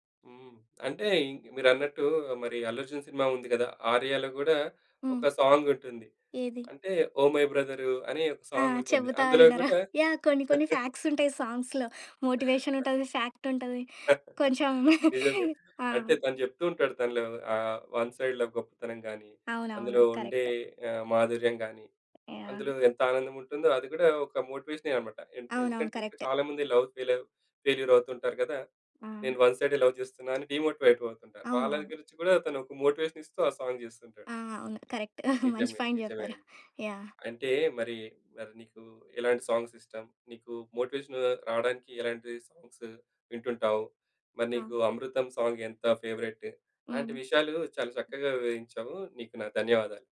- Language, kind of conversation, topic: Telugu, podcast, నీకు ప్రేరణ ఇచ్చే పాట ఏది?
- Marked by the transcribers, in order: tapping; in English: "మై బ్రదరు'"; chuckle; in English: "సాంగ్స్‌లో"; laugh; chuckle; in English: "లవ్"; other background noise; in English: "వన్ సైడ్ లవ్"; in English: "కరెక్ట్"; in English: "లవ్"; in English: "వన్"; in English: "లవ్"; in English: "డీమోటివేట్"; in English: "సాంగ్"; in English: "కరెక్ట్"; chuckle; in English: "పాయింట్"; in English: "సాంగ్స్"; in English: "సాంగ్"